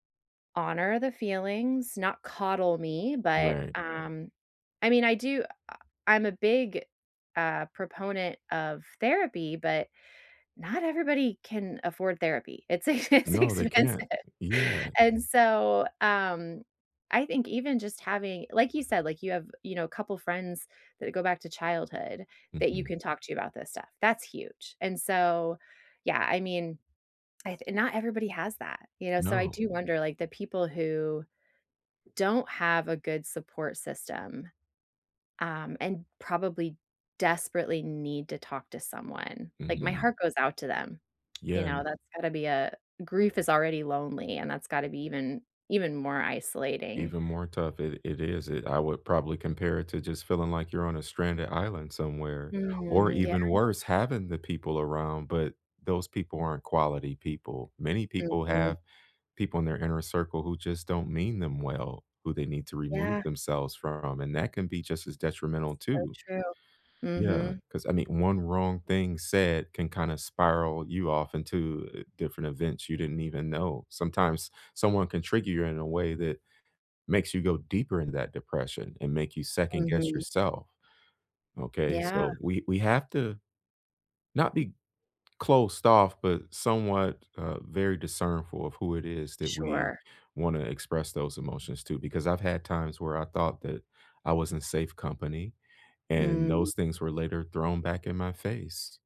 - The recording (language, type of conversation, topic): English, unstructured, What helps people cope with losing someone?
- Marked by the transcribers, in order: laughing while speaking: "It's e it's expensive"; tapping; drawn out: "Mm"; other background noise